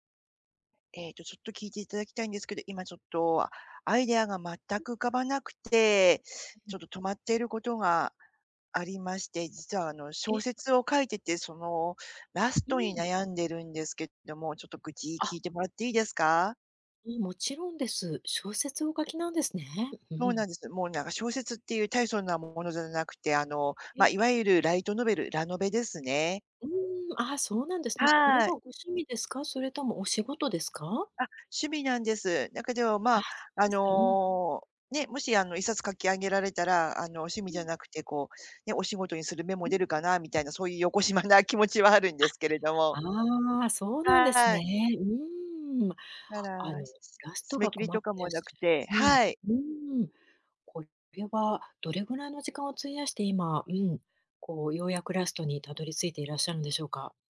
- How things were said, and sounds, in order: other background noise; tapping; laughing while speaking: "そういう邪な気持ちはあるんですけれども"
- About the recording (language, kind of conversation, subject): Japanese, advice, アイデアがまったく浮かばず手が止まっている